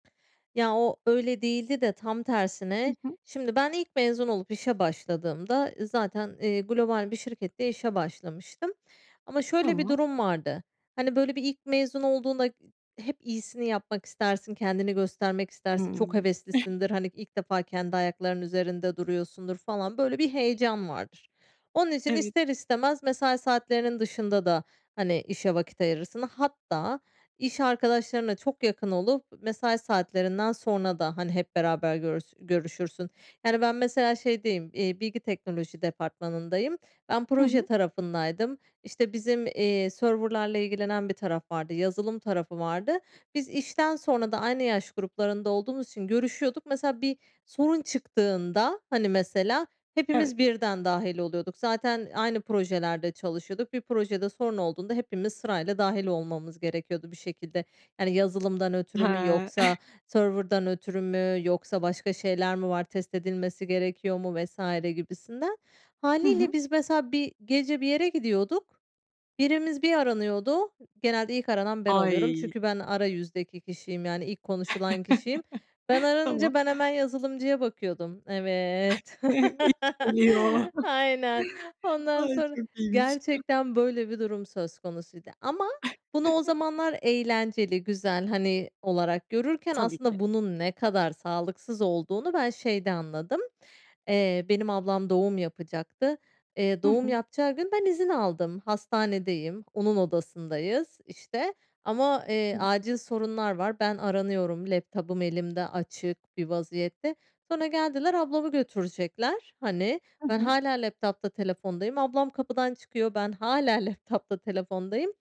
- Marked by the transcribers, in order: giggle; other background noise; giggle; chuckle; chuckle; other noise; laugh; laughing while speaking: "aynen"; chuckle
- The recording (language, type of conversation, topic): Turkish, podcast, Mesai sonrası e-postalara yanıt vermeyi nasıl sınırlandırırsın?
- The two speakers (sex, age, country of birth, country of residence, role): female, 30-34, Turkey, Bulgaria, host; female, 35-39, Turkey, Spain, guest